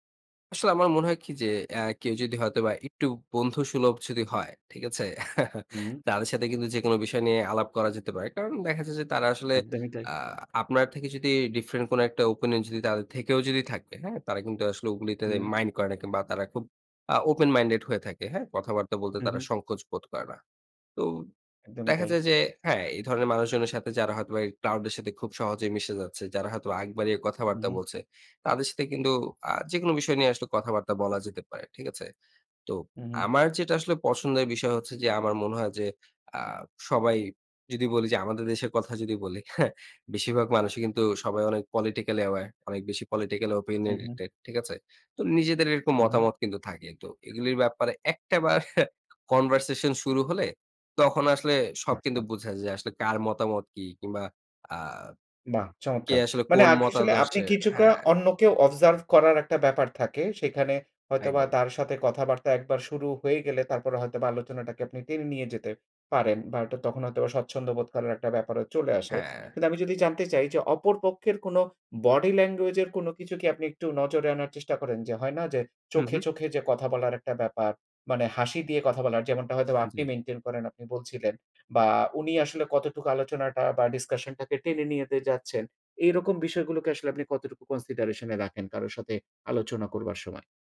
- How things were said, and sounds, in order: "একটু" said as "ইটটু"; chuckle; tapping; "যদি" said as "যুদি"; in English: "politically aware"; in English: "politically opinionated"; in English: "conversation"; "কিছুটা" said as "কিছুকা"; in English: "observe"; in English: "body language"; in English: "maintain"; in English: "discussion"; in English: "consideration"
- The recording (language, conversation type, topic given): Bengali, podcast, মিটআপে গিয়ে আপনি কীভাবে কথা শুরু করেন?